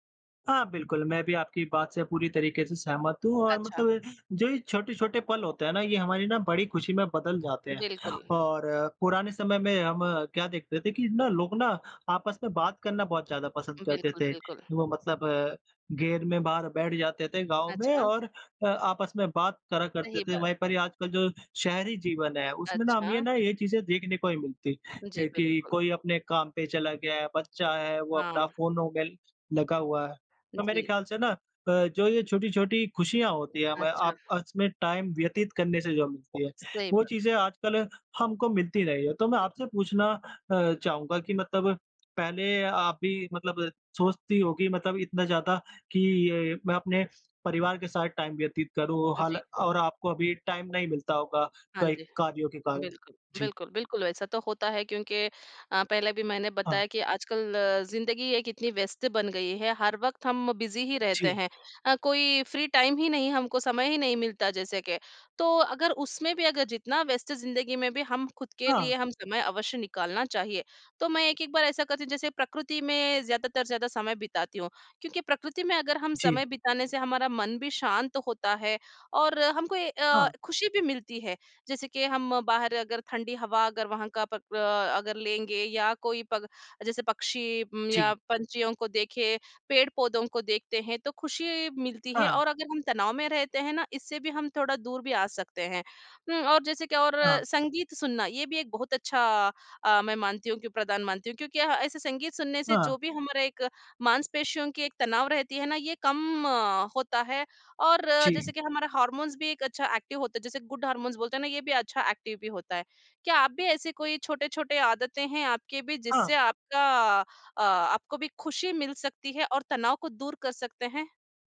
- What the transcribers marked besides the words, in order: in English: "टाइम"; in English: "टाइम"; in English: "टाइम"; in English: "बिज़ी"; in English: "फ्री टाइम"; in English: "एक्टिव"; in English: "गुड"; in English: "एक्टिव"
- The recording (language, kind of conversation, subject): Hindi, unstructured, आपकी ज़िंदगी में कौन-सी छोटी-छोटी बातें आपको खुशी देती हैं?